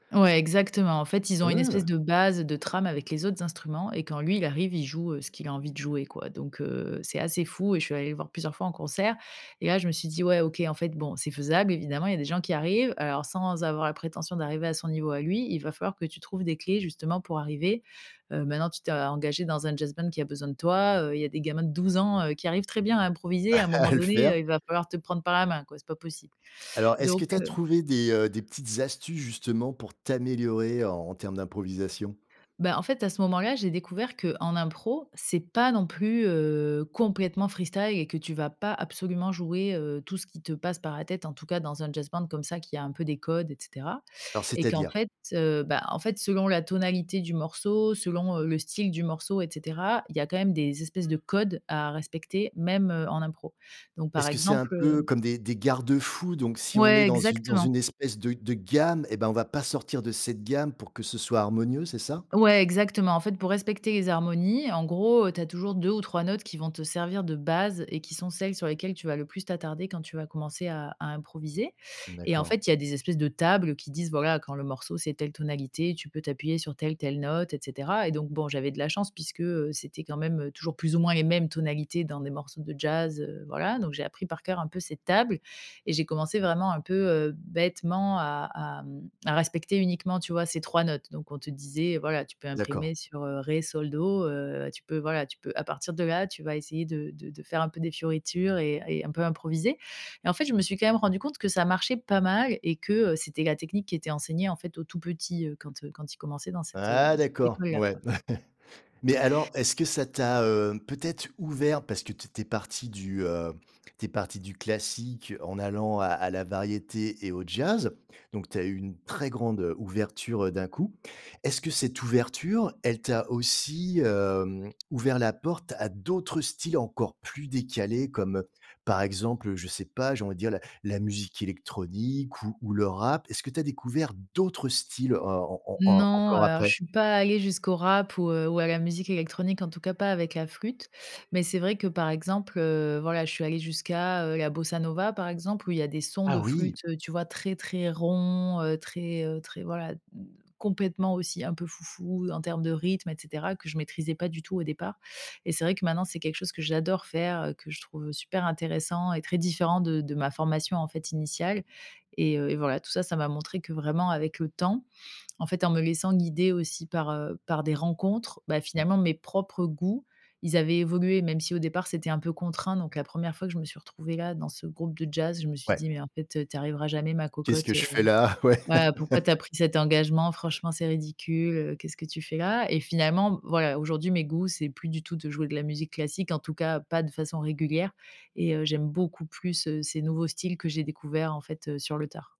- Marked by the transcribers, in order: other background noise; laughing while speaking: "Ah à"; stressed: "t'améliorer"; horn; stressed: "base"; stressed: "table"; stressed: "Ah"; chuckle; stressed: "d'autres"; siren; stressed: "ronds"; stressed: "le temps"; laughing while speaking: "Ouais"; laugh; stressed: "beaucoup"
- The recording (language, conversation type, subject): French, podcast, Comment tes goûts musicaux ont-ils évolué avec le temps ?